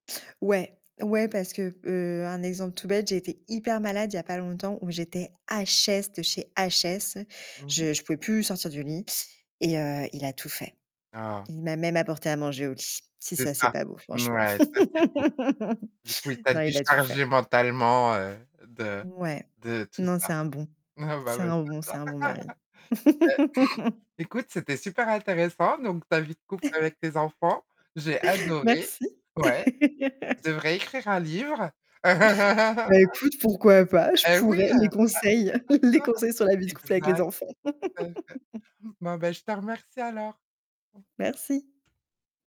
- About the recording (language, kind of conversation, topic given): French, podcast, Comment préserver sa vie de couple quand on a des enfants ?
- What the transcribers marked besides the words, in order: stressed: "hyper"; stressed: "HS"; static; distorted speech; stressed: "HS"; laugh; laughing while speaking: "Ah bah ouais"; laugh; other background noise; chuckle; laugh; laugh; chuckle; laugh; laugh